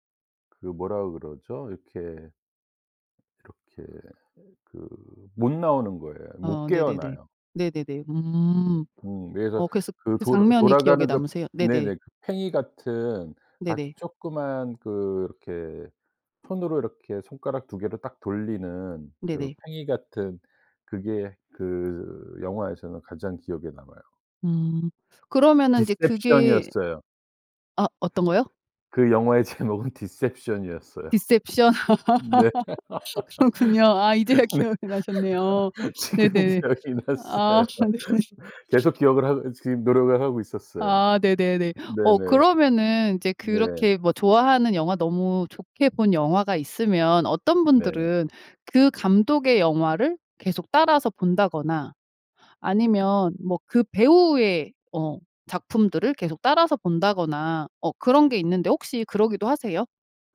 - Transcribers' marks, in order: other background noise; laughing while speaking: "제목은"; laugh; laughing while speaking: "그렇군요. 아 이제야 기억이 나셨네요"; laughing while speaking: "네. 네. 지금 기억이 났어요"; laugh; laughing while speaking: "아 네네"; laugh
- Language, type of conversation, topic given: Korean, podcast, 가장 좋아하는 영화와 그 이유는 무엇인가요?